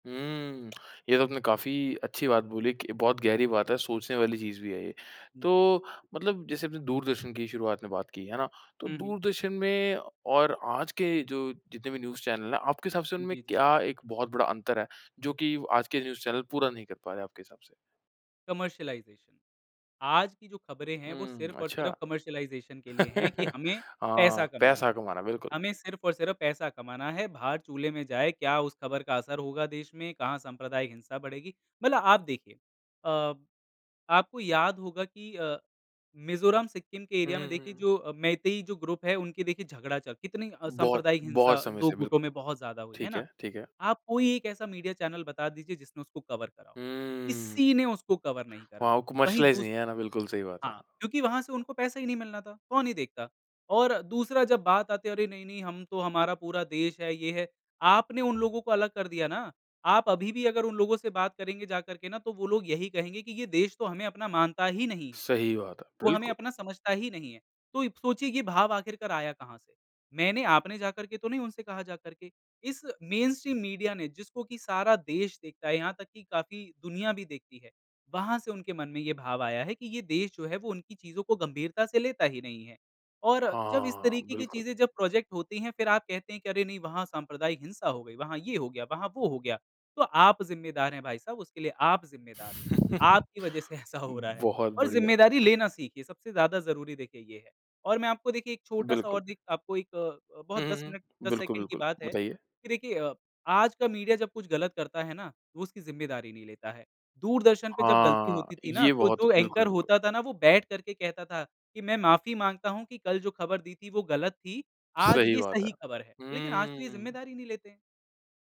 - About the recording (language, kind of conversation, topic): Hindi, podcast, तुम्हारे मुताबिक़ पुराने मीडिया की कौन-सी बात की कमी आज महसूस होती है?
- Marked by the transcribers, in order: lip smack; in English: "न्यूज़"; in English: "न्यूज़"; in English: "कमर्शियलाइज़ेशन"; in English: "कमर्शियलाइज़ेशन"; laugh; in English: "एरिया"; in English: "ग्रुप"; in English: "कवर"; in English: "कमर्शलाइज़"; "अब" said as "इब"; in English: "मेनस्ट्रीम मीडिया"; in English: "प्रोज़ेक्ट"; chuckle; laughing while speaking: "ऐसा हो रहा है"; in English: "एंकर"